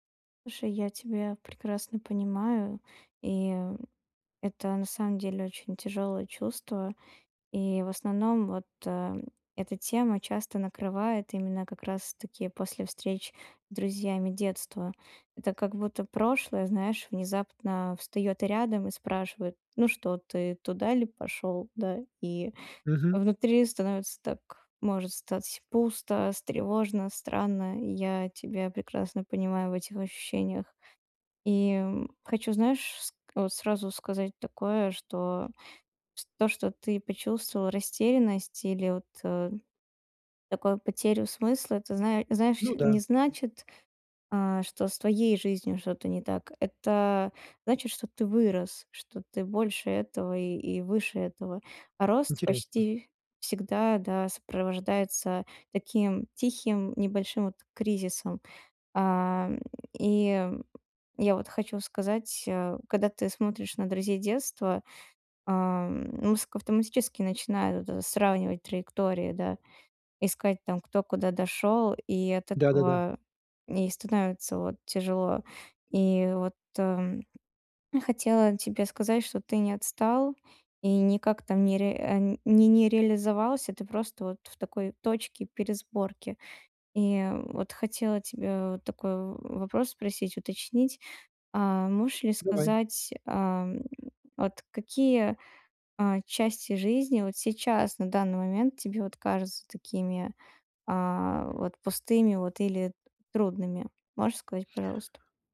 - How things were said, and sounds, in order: none
- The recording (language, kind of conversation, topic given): Russian, advice, Как мне найти смысл жизни после расставания и утраты прежних планов?